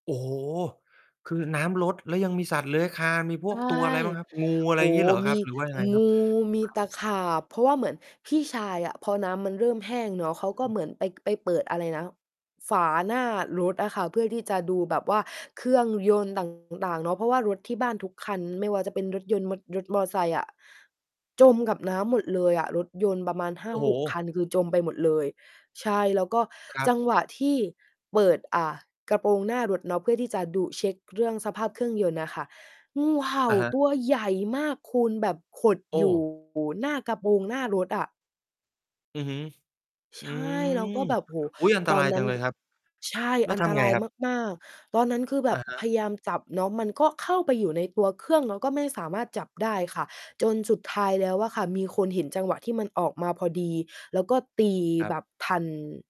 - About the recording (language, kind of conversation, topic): Thai, podcast, คุณจัดการกับข่าวสารจำนวนมากในแต่ละวันอย่างไร?
- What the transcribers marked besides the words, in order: other background noise; distorted speech; tapping